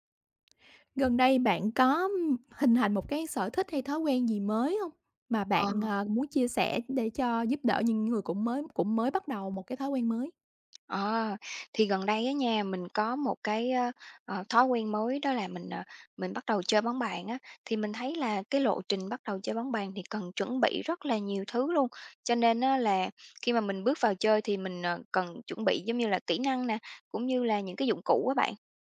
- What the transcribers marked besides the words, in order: tapping
- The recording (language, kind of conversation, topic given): Vietnamese, podcast, Bạn có mẹo nào dành cho người mới bắt đầu không?